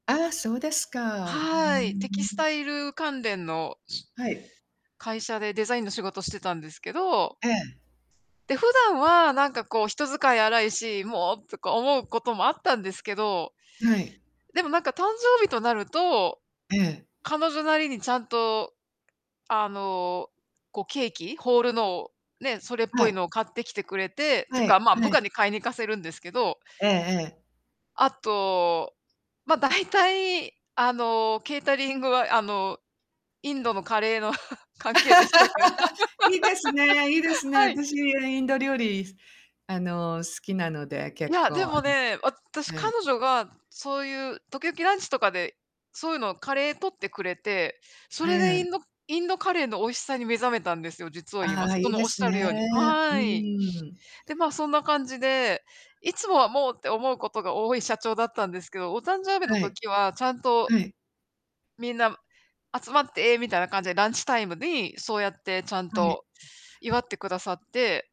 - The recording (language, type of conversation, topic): Japanese, unstructured, 一番印象に残っている誕生日はどんな日でしたか？
- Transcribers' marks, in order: distorted speech; other background noise; laugh; chuckle; laugh